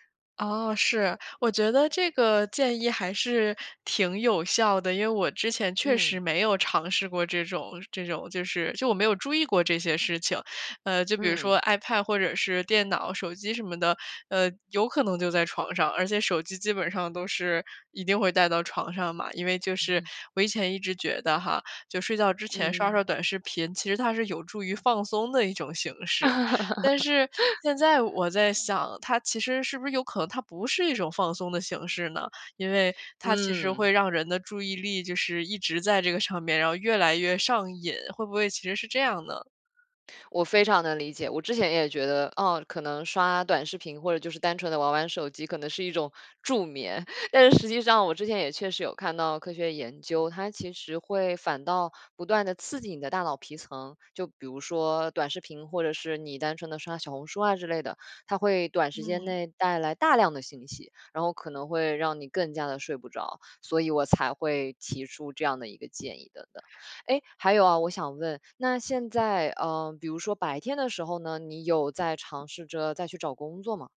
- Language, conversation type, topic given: Chinese, advice, 我为什么总是无法坚持早起或保持固定的作息时间？
- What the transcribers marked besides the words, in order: tapping; laugh; laugh; other background noise